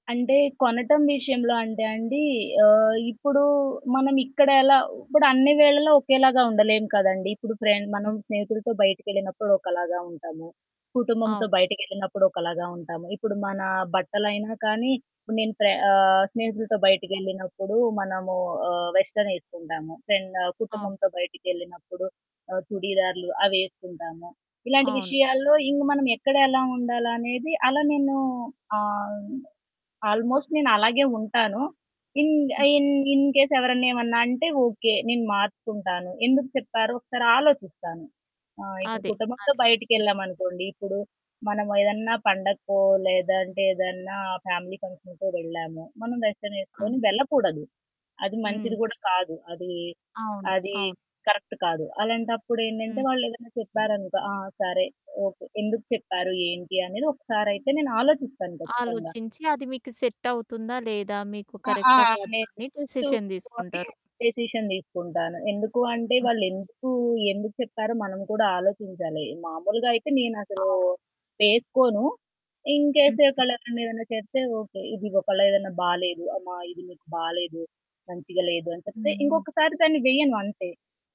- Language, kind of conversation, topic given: Telugu, podcast, మీ స్నేహితులు లేదా కుటుంబ సభ్యులు మీ రుచిని మార్చారా?
- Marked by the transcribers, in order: static; in English: "వెస్టర్న్"; in English: "ఆల్మోస్ట్"; in English: "ఇన్ ఇన్ ఇన్‌కేస్"; distorted speech; in English: "ఫ్యామిలీ ఫంక్షన్‌కో"; in English: "వెస్టర్న్"; in English: "కరెక్ట్"; in English: "సెట్"; in English: "డెసిషన్"; in English: "డెసిషన్"; in English: "ఇన్‌కేస్"